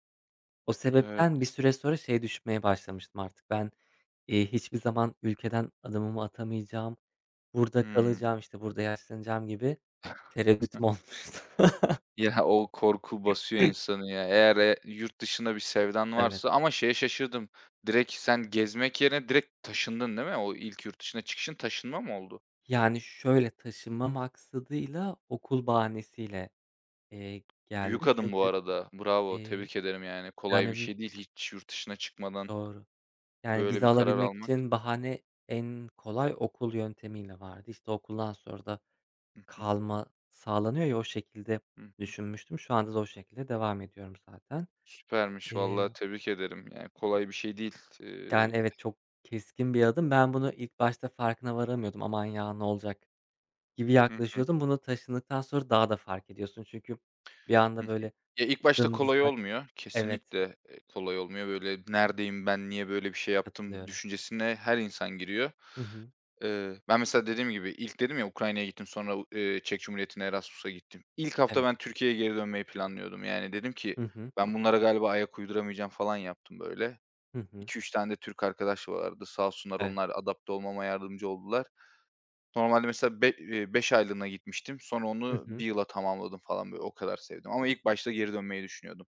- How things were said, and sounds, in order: other background noise; scoff; laughing while speaking: "olmuştu"; chuckle; throat clearing; stressed: "hiç"; stressed: "kalma"
- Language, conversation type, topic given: Turkish, unstructured, Bir hobinin seni en çok mutlu ettiği an ne zamandı?